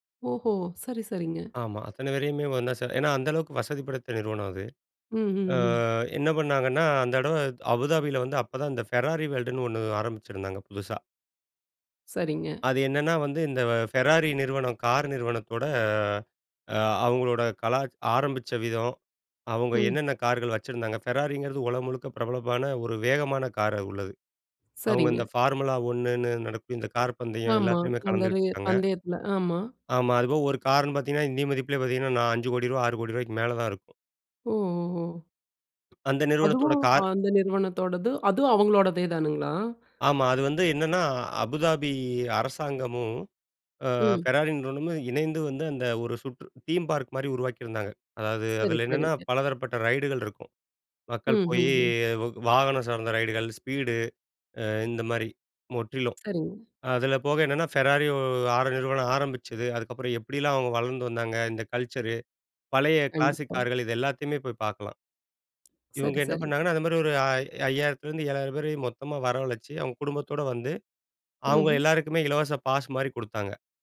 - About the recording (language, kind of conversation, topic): Tamil, podcast, ஒரு பெரிய சாகச அனுபவம் குறித்து பகிர முடியுமா?
- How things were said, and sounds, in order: in English: "ஃபார்முலா"; tapping; in English: "தீம் பார்க்"; in English: "கல்ச்சரு"